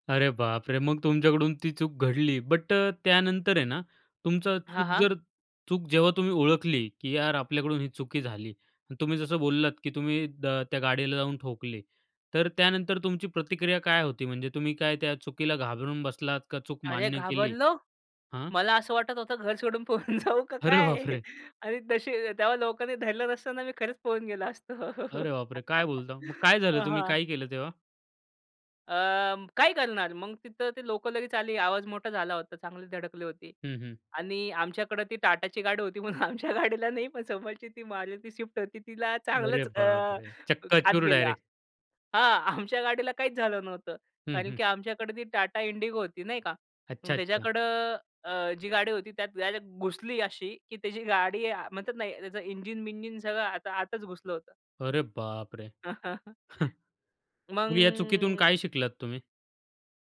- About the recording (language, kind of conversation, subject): Marathi, podcast, चूक झाली तर त्यातून कशी शिकलात?
- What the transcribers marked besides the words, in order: laughing while speaking: "पळून जाऊ का काय?"; laughing while speaking: "अरे बापरे!"; giggle; laughing while speaking: "आमच्या गाडीला नाही"; laughing while speaking: "आमच्या"; chuckle; drawn out: "मग"; tapping